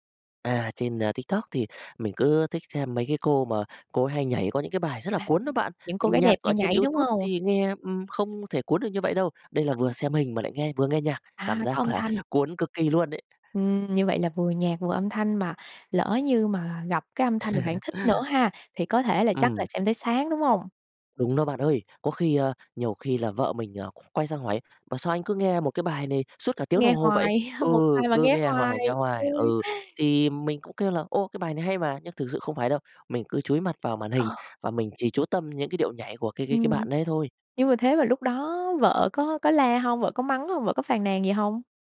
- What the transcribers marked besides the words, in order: tapping; laughing while speaking: "là"; laugh; laugh; other background noise
- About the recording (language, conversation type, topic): Vietnamese, podcast, Bạn đã bao giờ tạm ngừng dùng mạng xã hội một thời gian chưa, và bạn cảm thấy thế nào?